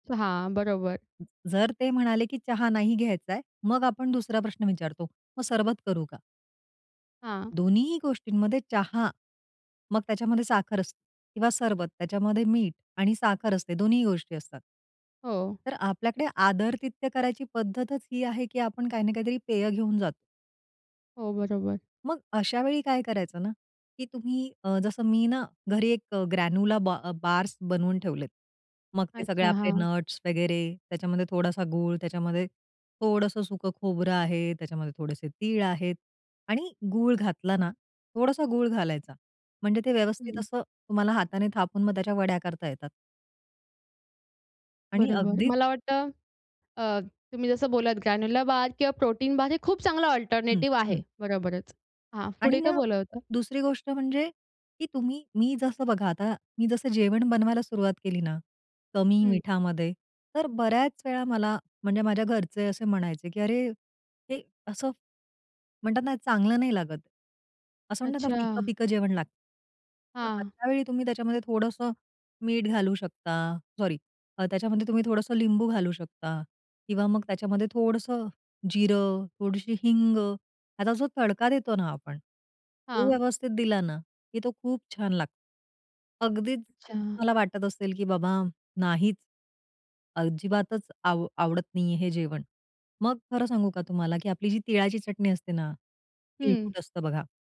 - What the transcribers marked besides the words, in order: other background noise; "आदरातिथ्य" said as "आदरतिथ्य"; in English: "ग्रॅन्यला बा"; in English: "नट्स"; tapping; in English: "ग्रान्युला बार"; in English: "प्रोटीन बार"; in English: "अल्टरनेटिव्ह"
- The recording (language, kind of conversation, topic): Marathi, podcast, साखर आणि मीठ कमी करण्याचे सोपे उपाय